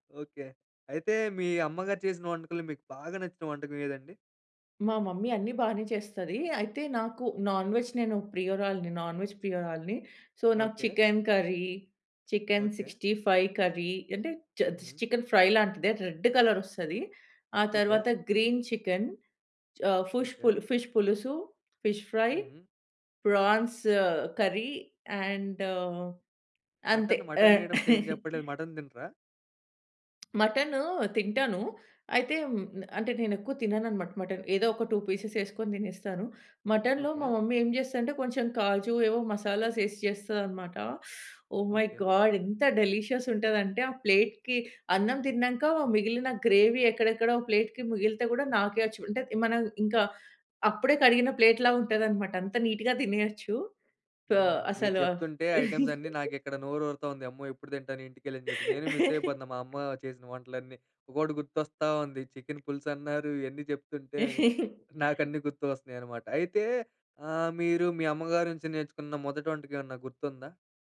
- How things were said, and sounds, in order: in English: "మమ్మీ"; in English: "నాన్‍వెజ్"; in English: "నాన్‍వెజ్"; in English: "సో"; in English: "చికెన్ కర్రీ, చికెన్ 65 కర్రీ"; in English: "చి చికెన్ ఫ్రై"; in English: "రెడ్ కలర్"; in English: "గ్రీన్ చికెన్"; in English: "ఫిష్"; in English: "ఫిష్ ఫ్రై, ప్రాన్స్ కర్రీ, అండ్"; in English: "ఐటమ్స్"; chuckle; tapping; other noise; in English: "టూ పీసెస్"; in English: "మమ్మీ"; in English: "మసాలాస్"; in English: "ఓహ్! మై గాడ్"; in English: "డెలీషియస్"; in English: "ప్లేట్‍కి"; in English: "గ్రేవీ"; in English: "ప్లేట్‌కి"; in English: "ప్లేట్‌లా"; in English: "నీట్‌గా"; in English: "ఐటమ్స్"; giggle; laugh; in English: "మిస్"; in English: "చికెన్"; chuckle
- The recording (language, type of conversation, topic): Telugu, podcast, అమ్మ వండే వంటల్లో మీకు ప్రత్యేకంగా గుర్తుండే విషయం ఏమిటి?